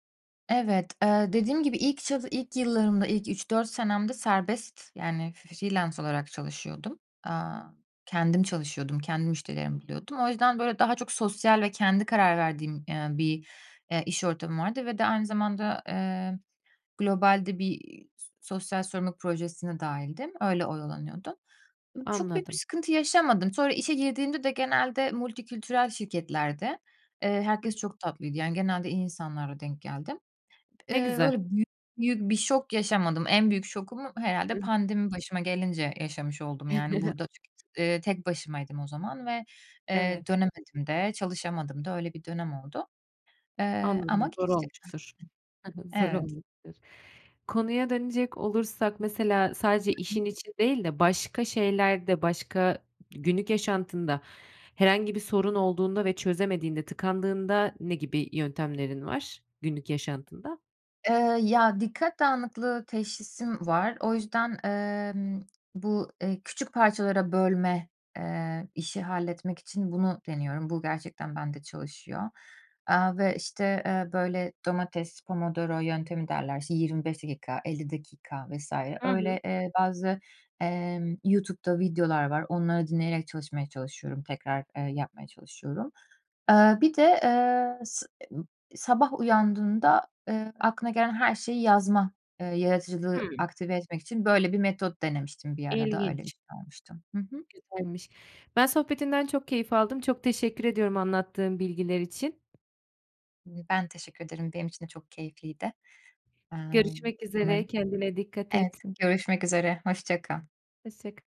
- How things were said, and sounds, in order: in English: "f freelance"; unintelligible speech; tapping; unintelligible speech; chuckle; other noise; other background noise
- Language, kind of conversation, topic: Turkish, podcast, Tıkandığında ne yaparsın?